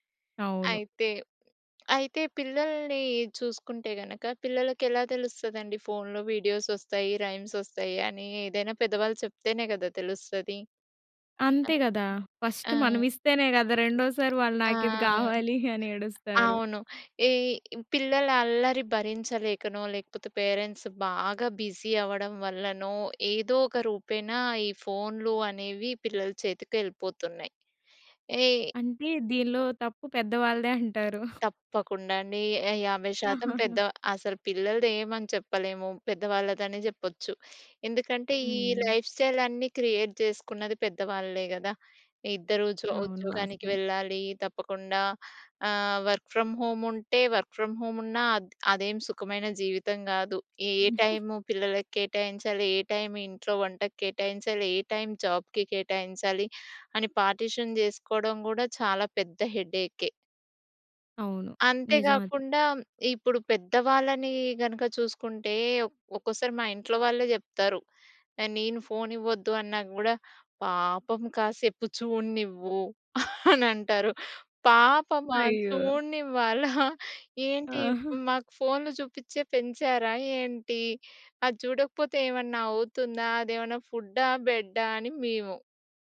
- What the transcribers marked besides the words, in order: in English: "వీడియోస్"; in English: "రైమ్స్"; in English: "ఫస్ట్"; other noise; other background noise; chuckle; in English: "పేరెంట్స్"; in English: "బిజీ"; chuckle; laugh; in English: "లైఫ్ స్టైల్"; in English: "క్రియేట్"; in English: "వర్క్ ఫ్రమ్ హోమ్"; in English: "వర్క్ ఫ్రమ్ హోమ్"; in English: "జాబ్‌కి"; in English: "పార్టిషన్"; chuckle
- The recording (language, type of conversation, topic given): Telugu, podcast, చిన్న పిల్లల కోసం డిజిటల్ నియమాలను మీరు ఎలా అమలు చేస్తారు?